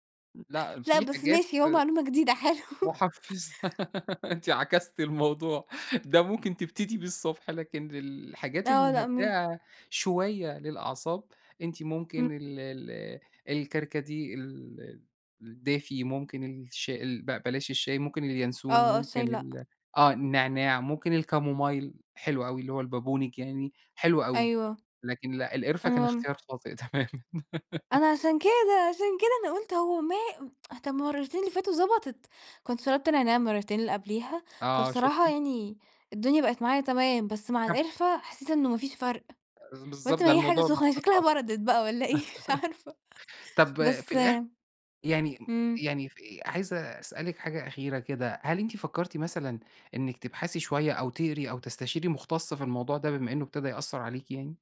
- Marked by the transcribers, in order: laughing while speaking: "حلو"; laughing while speaking: "محفِّزة، أنتِ عكستِ الموضوع"; giggle; tapping; in English: "الكامومايل"; laughing while speaking: "تمامًا"; giggle; tsk; unintelligible speech; unintelligible speech; laugh; laugh; laughing while speaking: "مش عارفة"
- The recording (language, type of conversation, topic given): Arabic, podcast, إزاي بتتعامل مع صعوبة النوم؟